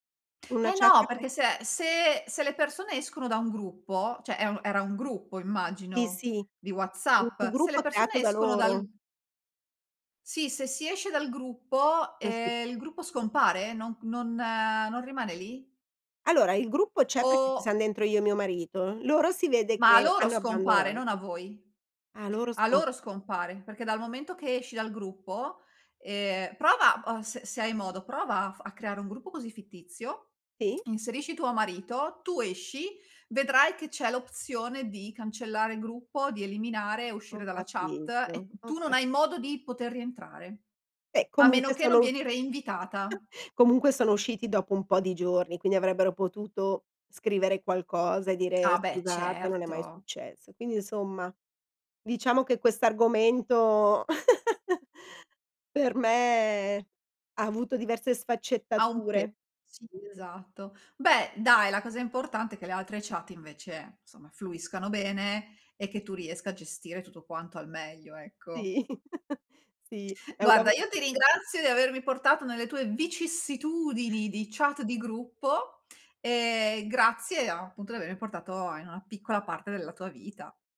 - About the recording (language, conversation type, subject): Italian, podcast, Come gestisci le chat di gruppo troppo rumorose?
- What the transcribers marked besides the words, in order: "cioè" said as "ceh"; "un" said as "u"; chuckle; chuckle; "insomma" said as "nsoma"; chuckle